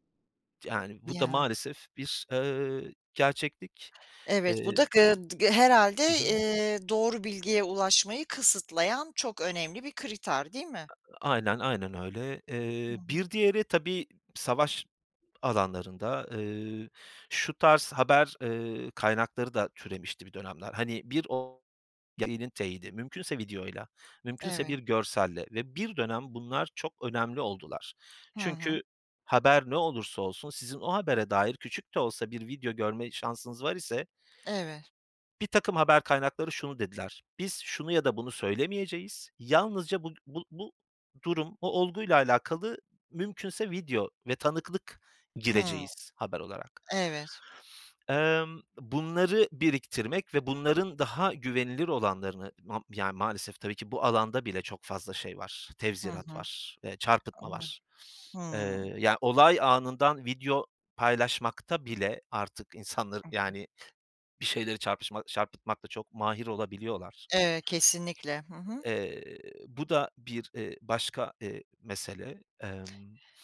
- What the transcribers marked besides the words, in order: other background noise; other noise; tapping; "tevziat" said as "tevzirat"; unintelligible speech
- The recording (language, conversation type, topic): Turkish, podcast, Bilgiye ulaşırken güvenilir kaynakları nasıl seçiyorsun?
- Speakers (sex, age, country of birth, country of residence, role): female, 55-59, Turkey, United States, host; male, 40-44, Turkey, Portugal, guest